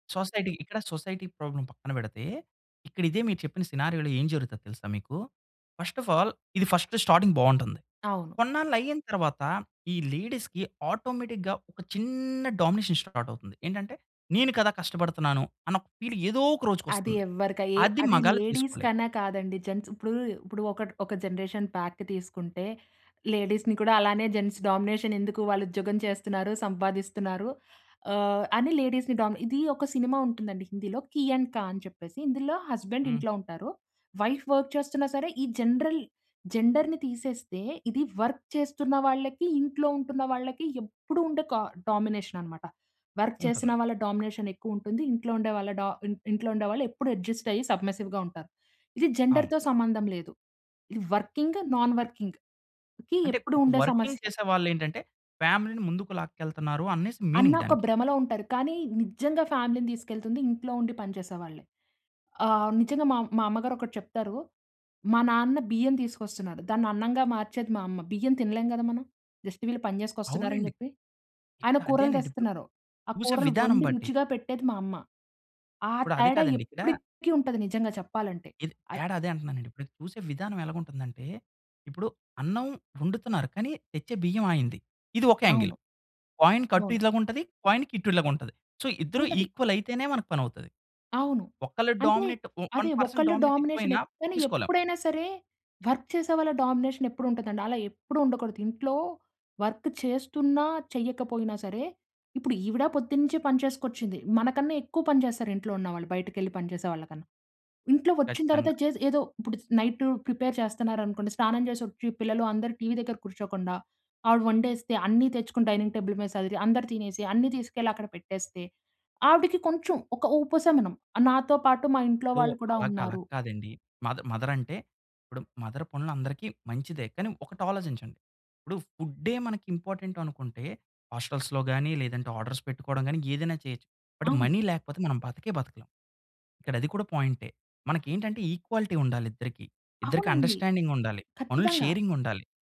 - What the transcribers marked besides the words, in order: in English: "సొసైటీ"; in English: "సొసైటీ ప్రాబ్లమ్"; in English: "సినారియోలో"; in English: "ఫస్ట్ ఆఫ్ ఆల్"; in English: "ఫస్ట్ స్టార్టింగ్"; in English: "లేడీస్‌కి ఆటోమేటిక్‌గా"; in English: "డామినేషన్ స్టార్ట్"; in English: "ఫీల్"; in English: "లేడీస్"; in English: "జెంట్స్"; in English: "జనరేషన్ ప్యాక్"; in English: "లేడీస్‌ని"; in English: "జెంట్స్ డామినేషన్"; in English: "లేడీస్‌ని"; in English: "హస్బెండ్"; in English: "వైఫ్ వర్క్"; in English: "జనరల్ జెండర్‌ని"; in English: "వర్క్"; in English: "డామినేషన్"; in English: "వర్క్"; in English: "డామినేషన్"; in English: "అడ్జస్ట్"; in English: "సబ్మర్సివ్‌గా"; in English: "జెండర్‌తో"; in English: "వర్కింగ్, నాన్ వర్కింగ్‌కి"; in English: "వర్కింగ్"; in English: "ఫ్యామిలీ‌ని"; in English: "మీనింగ్"; in English: "ఫ్యామిలీ‌నీ"; in English: "జస్ట్"; in English: "యాంగిల్. కాయిన్"; in English: "కాయిన్"; in English: "సో"; in English: "ఈక్వల్"; in English: "డామినేట్ వన్ పర్సెంట్ డామినేట్"; in English: "డామినేషన్"; in English: "వర్క్"; in English: "డామినేషన్"; in English: "వర్క్"; in English: "నైట్ ప్రిపేర్"; in English: "టీవీ"; in English: "డైనింగ్ టేబుల్"; in English: "సో"; in English: "మద్ మదర్"; in English: "మదర్"; in English: "ఇంపార్టెంట్"; in English: "హోస్టెల్స్‌లో"; in English: "ఆర్డర్స్"; in English: "బట్ మనీ"; in English: "ఈక్వాలిటీ"; in English: "అండర్‌స్టాండింగ్"; in English: "షేరింగ్"
- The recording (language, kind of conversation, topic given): Telugu, podcast, మీ ఇంట్లో ఇంటిపనులు ఎలా పంచుకుంటారు?